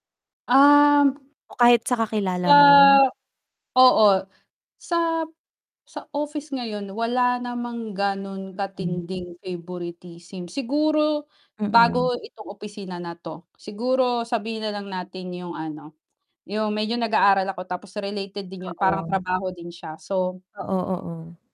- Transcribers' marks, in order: tapping; distorted speech; static; mechanical hum; background speech
- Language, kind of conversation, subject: Filipino, unstructured, Ano ang reaksyon mo kapag may kinikilingan sa opisina?